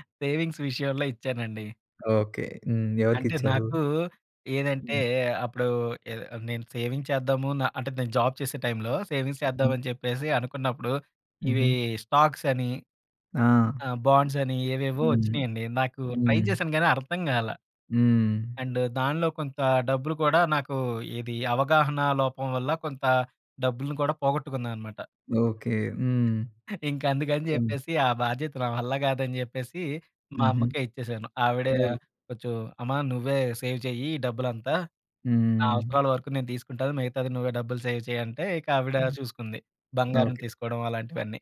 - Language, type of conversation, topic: Telugu, podcast, ఒంటరిగా ముందుగా ఆలోచించి, తర్వాత జట్టుతో పంచుకోవడం మీకు సబబా?
- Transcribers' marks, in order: in English: "సేవింగ్స్"; in English: "సేవింగ్స్"; in English: "జాబ్"; in English: "సేవింగ్స్"; in English: "స్టాక్స్"; in English: "బాండ్స్"; other background noise; in English: "ట్రై"; in English: "అండ్"; in English: "సేవ్"; in English: "సేవ్"